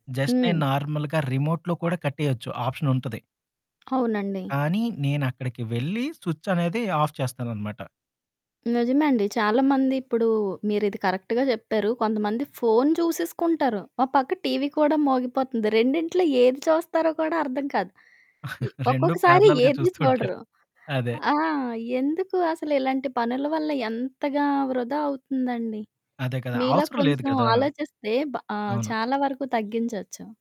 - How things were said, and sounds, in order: in English: "జస్ట్"; in English: "నార్మల్‌గా రిమోట్‌లో"; other background noise; in English: "ఆఫ్"; in English: "కరెక్ట్‌గా"; chuckle; in English: "పారలెల్‌గా"
- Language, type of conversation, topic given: Telugu, podcast, ఇంటి విద్యుత్ బిల్లును తగ్గించడానికి మీరు అనుసరించగల ఉపయోగకరమైన చిట్కాలు ఏమిటి?